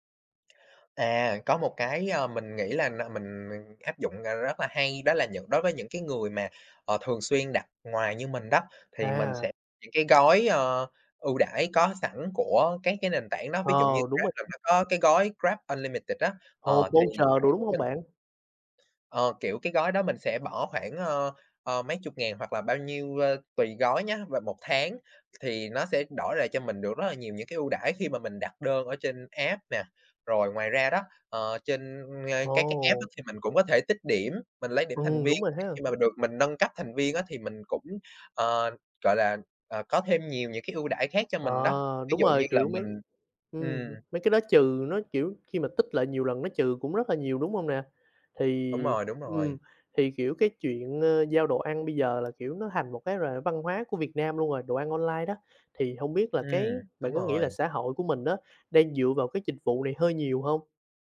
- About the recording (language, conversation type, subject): Vietnamese, podcast, Bạn thường có thói quen sử dụng dịch vụ giao đồ ăn như thế nào?
- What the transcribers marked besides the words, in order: tapping; other background noise; in English: "app"; in English: "app"